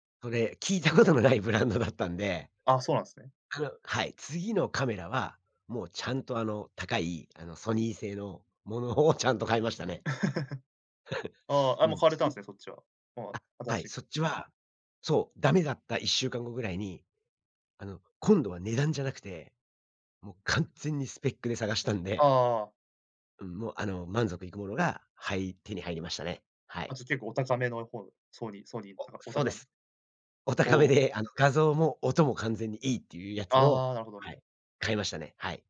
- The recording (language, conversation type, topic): Japanese, podcast, オンラインでの買い物で失敗したことはありますか？
- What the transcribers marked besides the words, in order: other background noise; laugh; chuckle; laughing while speaking: "お高めで"